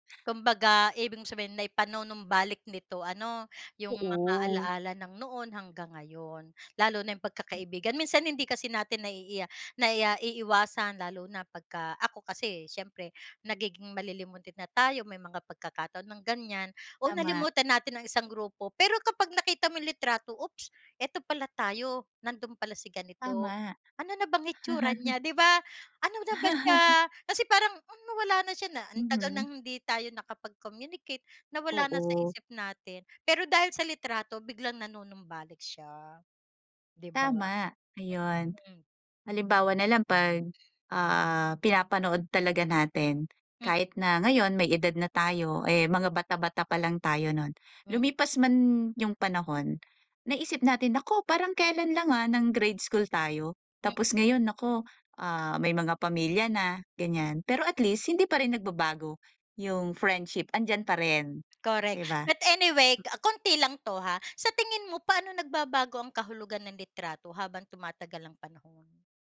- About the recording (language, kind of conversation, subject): Filipino, unstructured, Ano ang pakiramdam mo kapag tinitingnan mo ang mga lumang litrato?
- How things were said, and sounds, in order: tapping; chuckle; other background noise; other noise